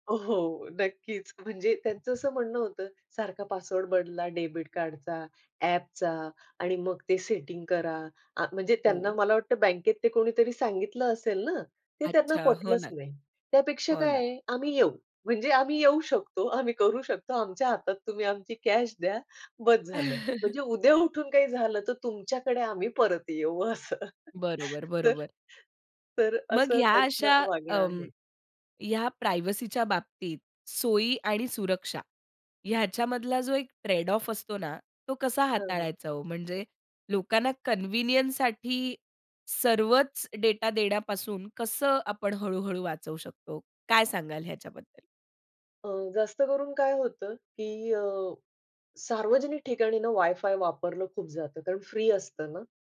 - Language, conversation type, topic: Marathi, podcast, डिजिटल सुरक्षा आणि गोपनीयतेबद्दल तुम्ही किती जागरूक आहात?
- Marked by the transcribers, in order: other noise; in English: "डेबिट कार्डचा"; tapping; chuckle; laugh; in English: "प्रायव्हसीच्या"; in English: "ट्रेड ऑफ"; in English: "कन्व्हिनियन्ससाठी"